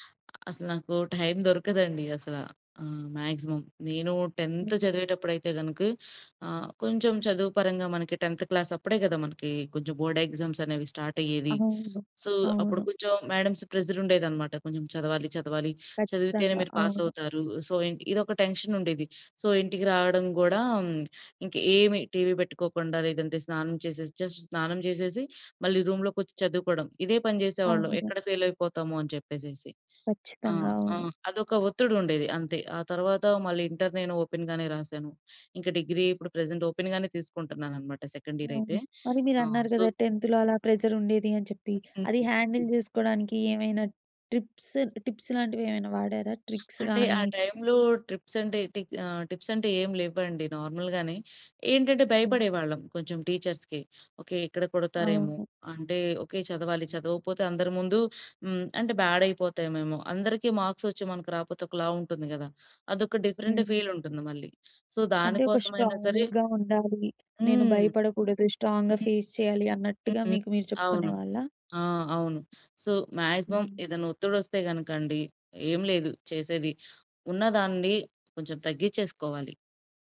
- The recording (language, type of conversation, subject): Telugu, podcast, మీరు ఒత్తిడిని ఎప్పుడు గుర్తించి దాన్ని ఎలా సమర్థంగా ఎదుర్కొంటారు?
- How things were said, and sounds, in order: other background noise; in English: "టైం"; in English: "మ్యాక్సిమమ్"; in English: "టెంత్"; in English: "టెంత్ క్లాస్"; in English: "బోర్డ్ ఎగ్జామ్స్"; in English: "సో"; in English: "మేడమ్‌స్ ప్రెషర్"; in English: "సో"; in English: "టెన్షన్"; in English: "సో"; in English: "జస్ట్"; in English: "రూమ్‌లోకొచ్చి"; in English: "ఫెయిల్"; in English: "ఓపెన్"; in English: "ప్రెజెంట్ ఓపెన్"; in English: "సెకండ్ ఇయర్"; in English: "సో"; in English: "టెంత్‌లో"; in English: "హ్యాండిల్"; in English: "ట్రిప్స్ టిప్స్"; in English: "ట్రిక్స్"; in English: "టైంలో ట్రిప్స్"; in English: "టిప్స్"; in English: "నార్మల్‌గానే"; in English: "టీచర్స్‌కి"; in English: "బ్యాడ్"; in English: "మార్క్స్"; in English: "డిఫరెంట్"; in English: "సో"; in English: "స్ట్రాంగ్‌గా"; in English: "స్ట్రాంగ్‌గా ఫేస్"; in English: "సో, మ్యాక్సిమమ్"